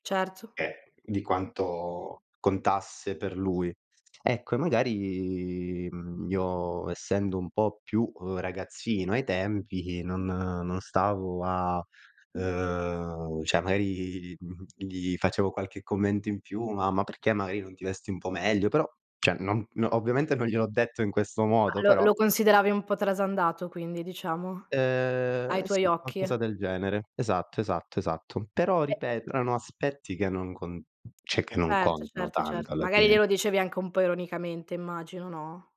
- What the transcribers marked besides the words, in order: other background noise; drawn out: "magari"; drawn out: "ehm"; "cioè" said as "ceh"; "cioè" said as "ceh"; drawn out: "Ehm"; "cioè" said as "ceh"
- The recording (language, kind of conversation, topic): Italian, podcast, Puoi raccontarmi di una persona che ti ha davvero ispirato?